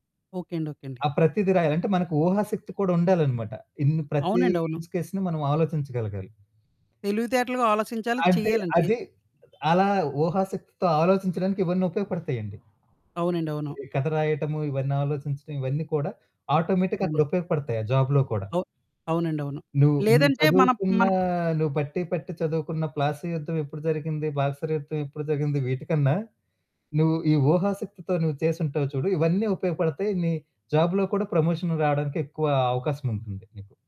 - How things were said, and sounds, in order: horn; in English: "యూజ్ కేస్‌ని"; other background noise; in English: "ఆటోమేటిక్‌గా"; in English: "జాబ్‌లో"; in English: "జాబ్‌లో"; in English: "ప్రమోషన్"
- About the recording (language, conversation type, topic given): Telugu, podcast, ఒంటరిగా ఉన్నప్పుడు ఎదురయ్యే నిలకడలేమిని మీరు ఎలా అధిగమిస్తారు?